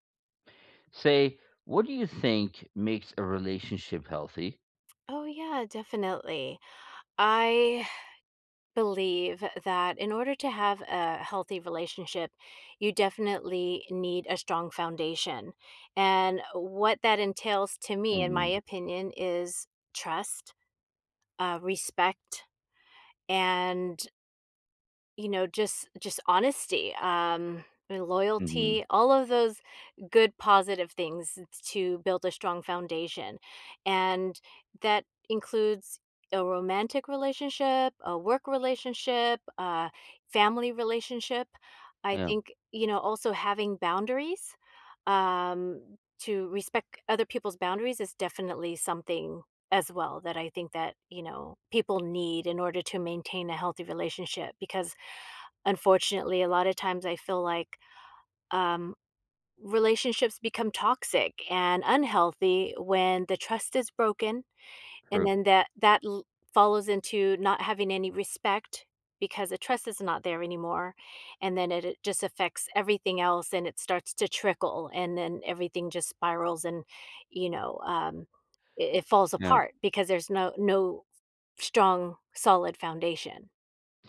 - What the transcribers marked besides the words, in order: none
- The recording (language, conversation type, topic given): English, unstructured, What makes a relationship healthy?